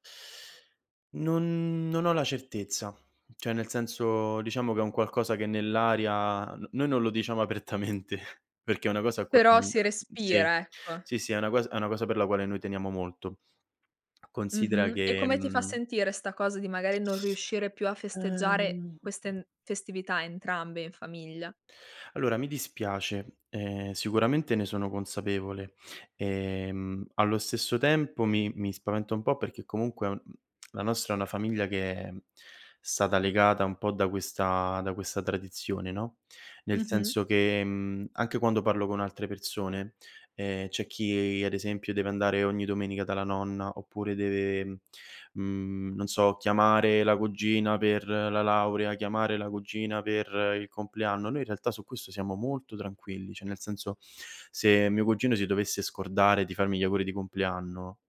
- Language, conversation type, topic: Italian, podcast, Qual è una tradizione della tua famiglia che ti sta particolarmente a cuore?
- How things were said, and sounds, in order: teeth sucking; laughing while speaking: "apertamente"; unintelligible speech; other background noise